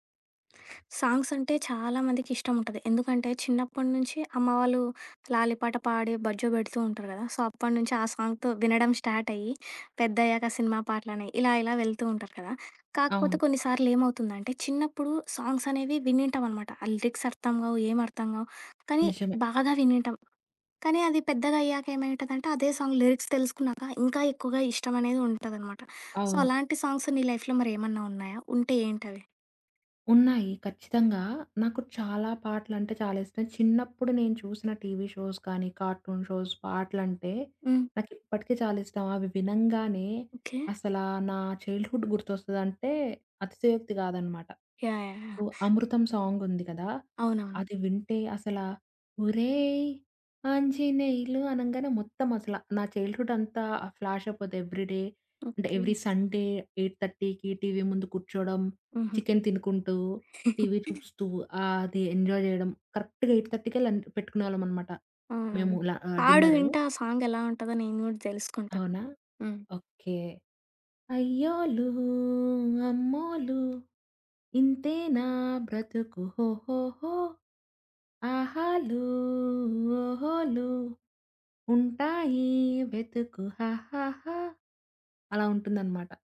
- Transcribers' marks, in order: other background noise; in English: "సాంగ్స్"; in English: "సో"; in English: "సాంగ్‌తో"; in English: "స్టార్ట్"; in English: "సాంగ్స్"; in English: "లిరిక్స్"; in English: "సాంగ్ లిరిక్స్"; tapping; in English: "సో"; in English: "సాంగ్స్"; in English: "లైఫ్‌లో"; in English: "టీవీ షోస్"; in English: "కార్టూన్ షోస్"; in English: "చైల్డ్‌హుడ్"; swallow; in English: "సో"; in English: "సాంగ్"; singing: "ఒరేయ్! ఆంజినేెలు"; in English: "చైల్డ్‌హుడ్"; in English: "ఫ్లాష్"; in English: "ఎవ్రీడే"; in English: "ఎవ్రీ సండే ఎయిట్ థర్టీకి"; in English: "ఎంజాయ్"; chuckle; in English: "కరెక్ట్‌గా ఎయిట్ థర్టీ"; in English: "సాంగ్"; singing: "అయ్యోలూ, అమ్మోలూ ఇంతేనా బ్రతుకు హో! … హా! హా! హా!"
- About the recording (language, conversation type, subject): Telugu, podcast, మీ చిన్నప్పటి జ్ఞాపకాలను వెంటనే గుర్తుకు తెచ్చే పాట ఏది, అది ఎందుకు గుర్తొస్తుంది?